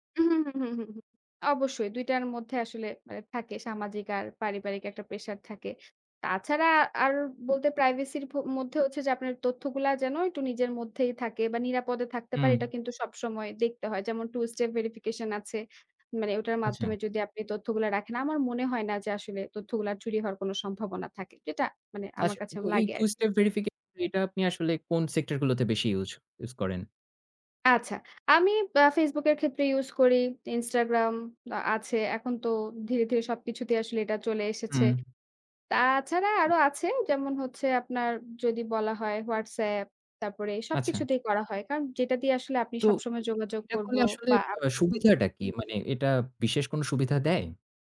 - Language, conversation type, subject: Bengali, podcast, অনলাইনে ব্যক্তিগত তথ্য শেয়ার করার তোমার সীমা কোথায়?
- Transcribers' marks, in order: horn